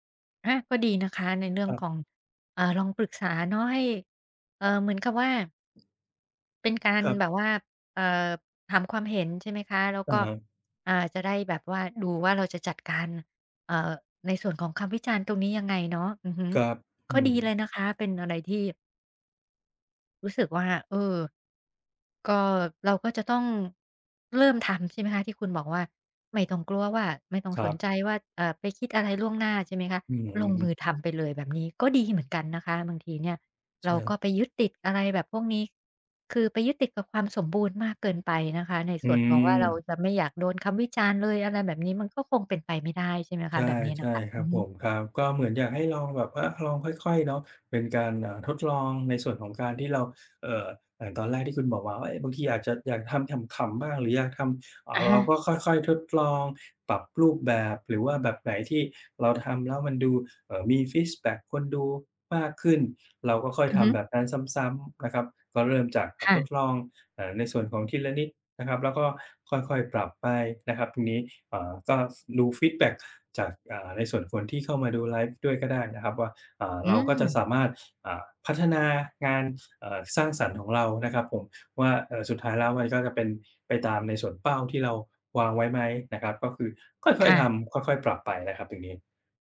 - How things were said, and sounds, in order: tapping; other background noise
- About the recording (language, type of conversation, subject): Thai, advice, อยากทำงานสร้างสรรค์แต่กลัวถูกวิจารณ์